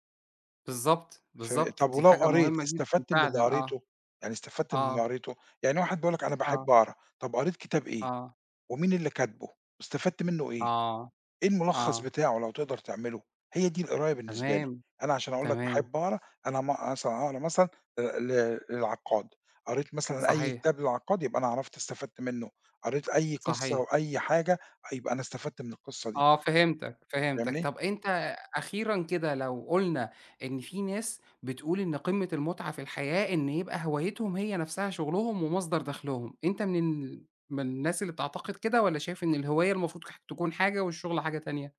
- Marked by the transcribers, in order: other background noise
- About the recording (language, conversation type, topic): Arabic, podcast, احكيلي عن هوايتك المفضلة؟